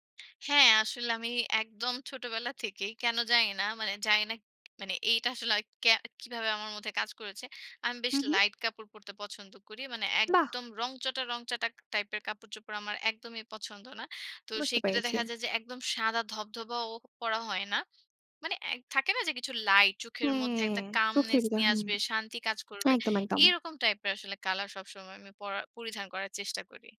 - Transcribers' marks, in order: tapping
- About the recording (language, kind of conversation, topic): Bengali, podcast, নিজের আলাদা স্টাইল খুঁজে পেতে আপনি কী কী ধাপ নিয়েছিলেন?